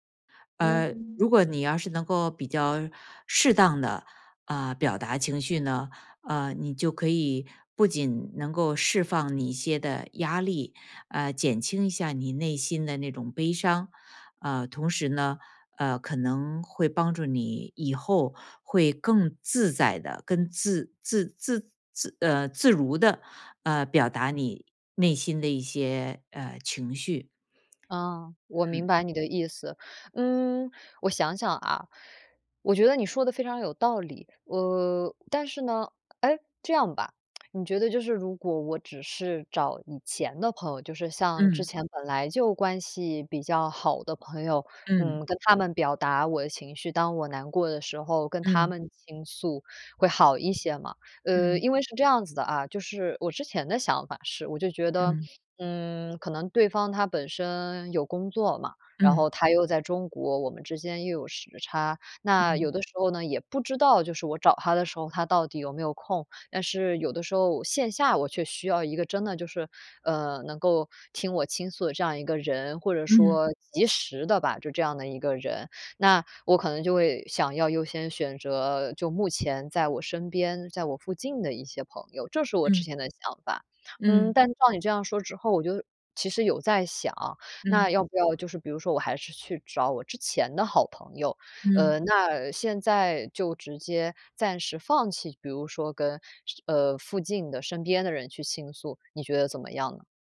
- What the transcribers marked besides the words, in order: lip smack; lip smack; other background noise
- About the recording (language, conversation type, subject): Chinese, advice, 我因为害怕被评判而不敢表达悲伤或焦虑，该怎么办？